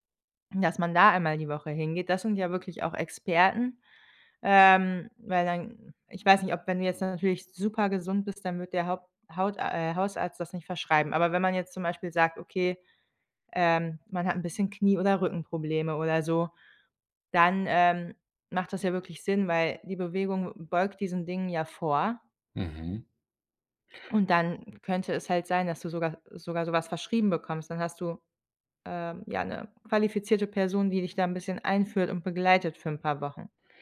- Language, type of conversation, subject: German, advice, Warum fällt es mir schwer, regelmäßig Sport zu treiben oder mich zu bewegen?
- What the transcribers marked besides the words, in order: none